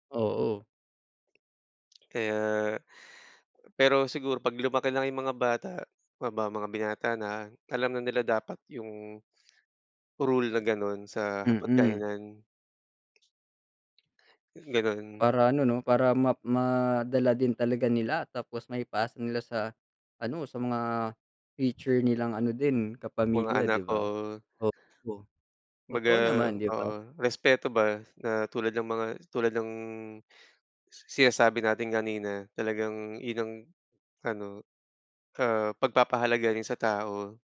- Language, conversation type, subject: Filipino, unstructured, Bakit nakaiinis ang mga taong laging gumagamit ng selpon habang kumakain?
- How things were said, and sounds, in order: tapping